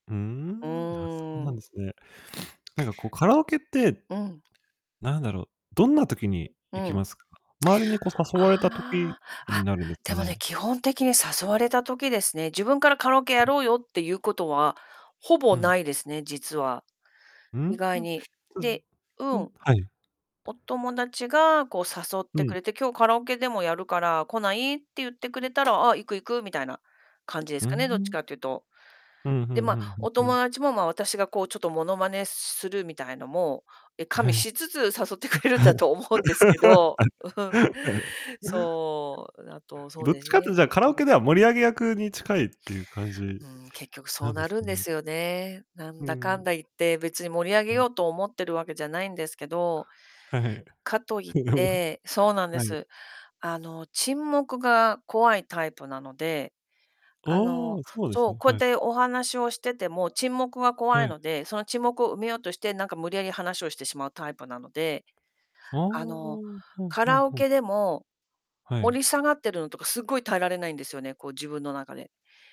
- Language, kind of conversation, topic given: Japanese, podcast, カラオケで必ず歌う定番の一曲は何ですか？
- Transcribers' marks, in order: static; other background noise; laughing while speaking: "誘ってくれるんだと思うんですけど。うん"; laugh; laugh